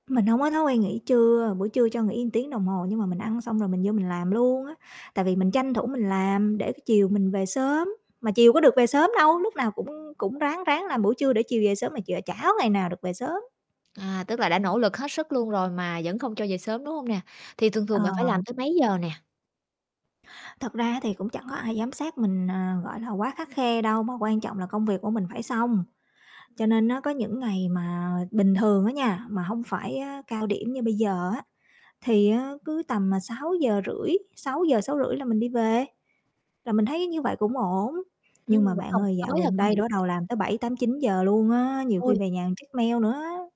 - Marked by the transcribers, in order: static; "một" said as "ưn"; other background noise; unintelligible speech; distorted speech; tapping
- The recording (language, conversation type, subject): Vietnamese, advice, Bạn đang cảm thấy căng thẳng như thế nào khi phải xử lý nhiều việc cùng lúc và các hạn chót dồn dập?